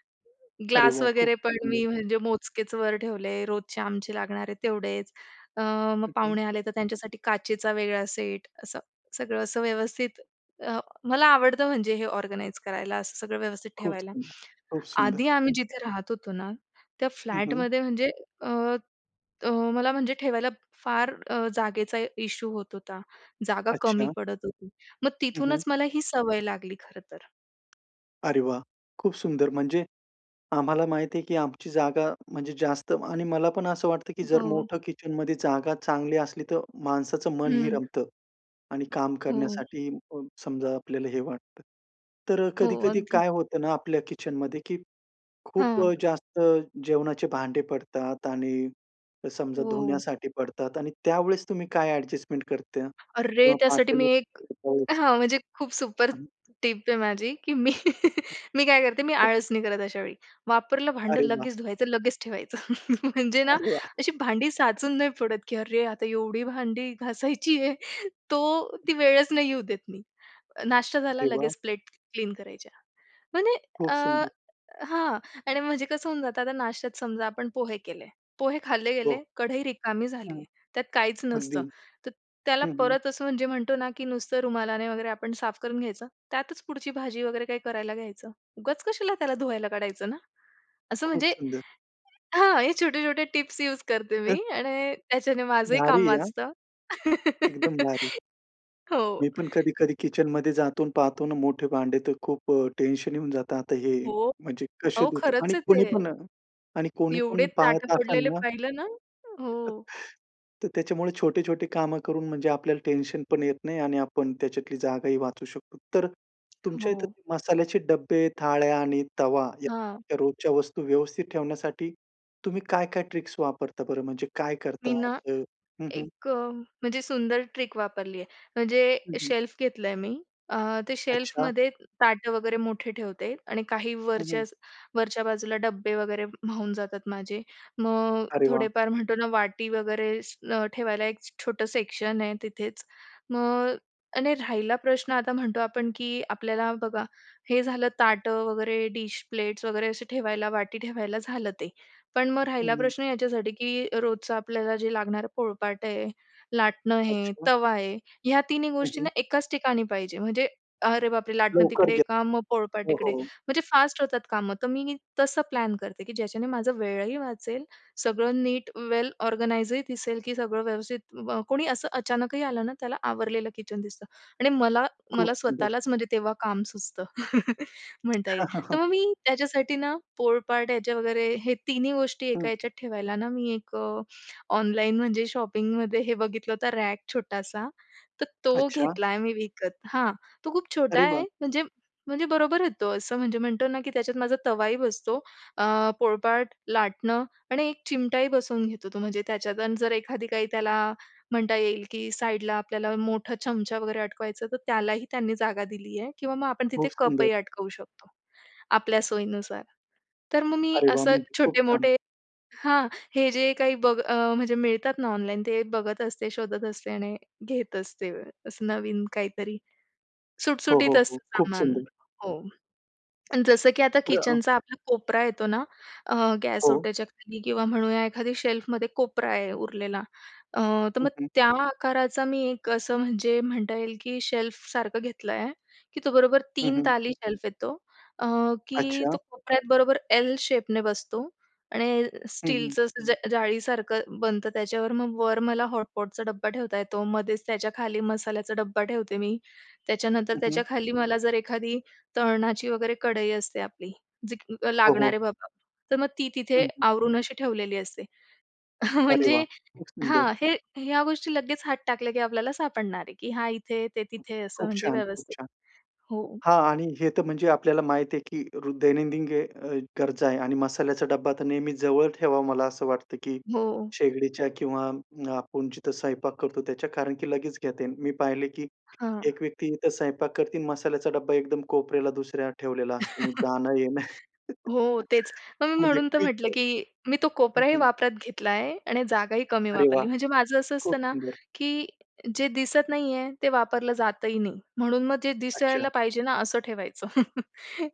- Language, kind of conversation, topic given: Marathi, podcast, किचनमध्ये जागा वाचवण्यासाठी काय करता?
- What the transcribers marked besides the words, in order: in English: "ऑर्गनाइज"; horn; tapping; unintelligible speech; other background noise; chuckle; chuckle; laughing while speaking: "एवढी भांडी घासायची आहे?"; laughing while speaking: "त्याच्याने माझंही काम वाचतं"; laugh; chuckle; unintelligible speech; in English: "ट्रिक्स"; in English: "ट्रिक"; in English: "शेल्फ"; in English: "शेल्फमध्ये"; in English: "प्लॅन"; in English: "ऑर्गनाइजही"; chuckle; in English: "शेल्फमध्ये"; in English: "शेल्फसारखं"; in English: "शेल्फ"; laughing while speaking: "म्हणजे हां"; "आपण" said as "आपुन"; "स्वयंपाक" said as "सैपाक"; "स्वयंपाक" said as "सैपाक"; chuckle; chuckle; unintelligible speech; chuckle